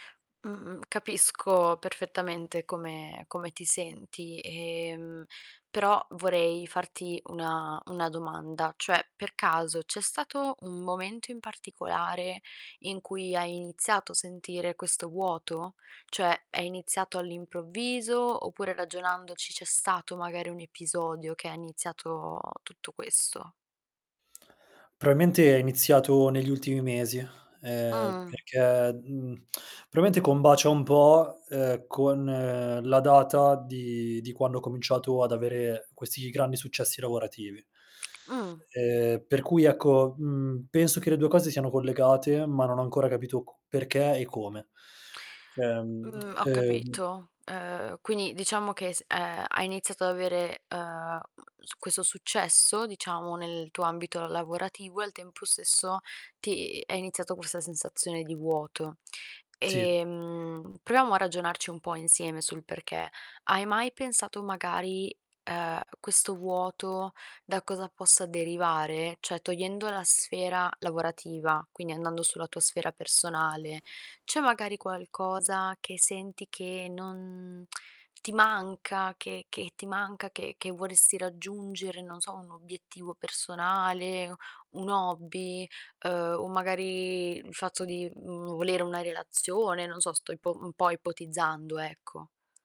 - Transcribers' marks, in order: distorted speech; "Probabilmente" said as "proamente"; tapping; tsk; "probabilmente" said as "probamente"; static; tsk; other background noise; tongue click
- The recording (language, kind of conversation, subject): Italian, advice, Perché provo un senso di vuoto nonostante il successo lavorativo?